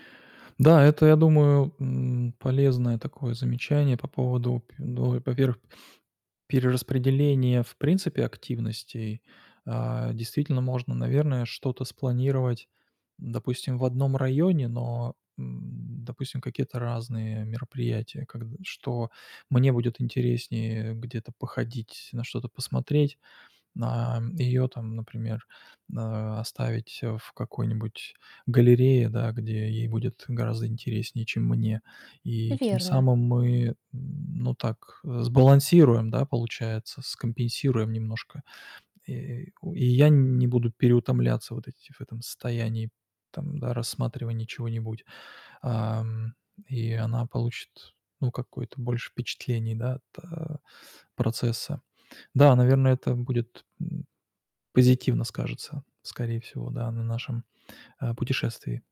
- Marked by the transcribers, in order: tapping
- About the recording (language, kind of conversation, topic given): Russian, advice, Как совместить насыщенную программу и отдых, чтобы не переутомляться?
- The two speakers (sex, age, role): female, 35-39, advisor; male, 45-49, user